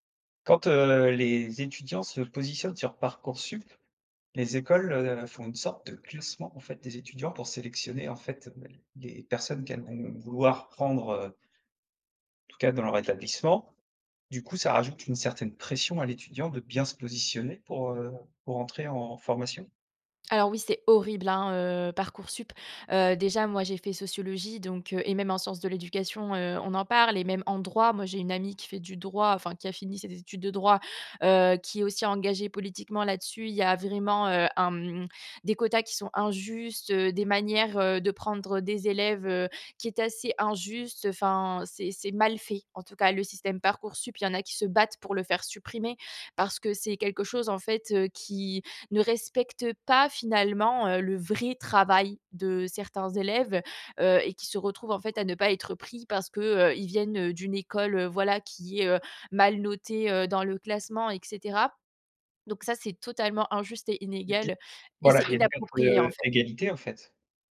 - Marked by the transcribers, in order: stressed: "horrible"; stressed: "vrai"; other background noise
- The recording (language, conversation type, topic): French, podcast, Que penses-tu des notes et des classements ?